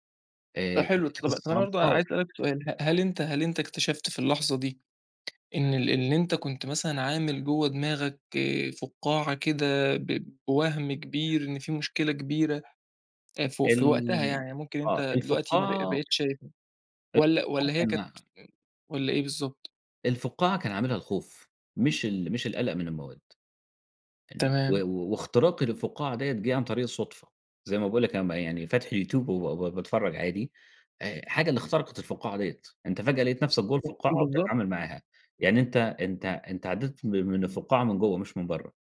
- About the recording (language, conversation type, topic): Arabic, podcast, إيه المرة اللي حسّيت فيها إنك تايه عن نفسك، وطلعت منها إزاي؟
- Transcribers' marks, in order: tapping; other noise; unintelligible speech; unintelligible speech